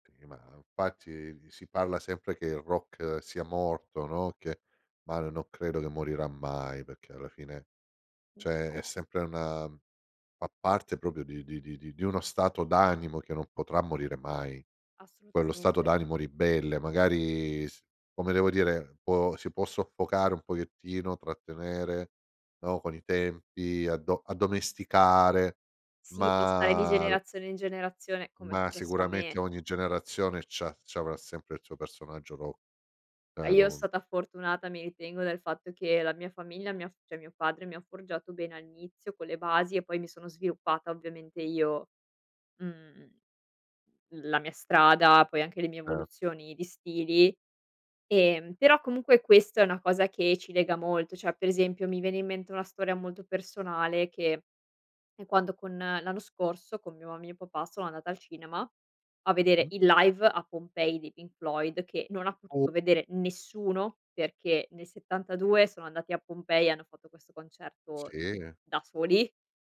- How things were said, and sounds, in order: "infatti" said as "nfatti"; drawn out: "ma"; stressed: "da soli"
- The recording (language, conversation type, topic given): Italian, podcast, Che ruolo ha la musica nella tua vita quotidiana?